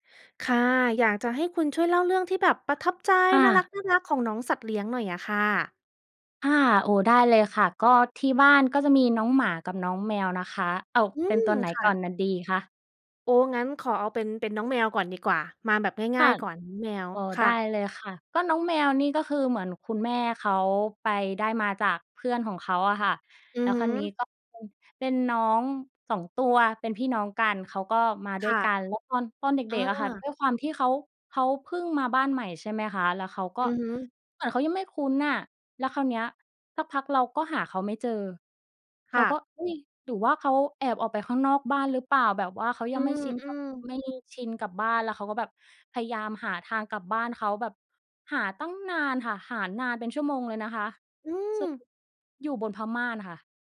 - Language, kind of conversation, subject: Thai, podcast, คุณมีเรื่องประทับใจเกี่ยวกับสัตว์เลี้ยงที่อยากเล่าให้ฟังไหม?
- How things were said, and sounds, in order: other background noise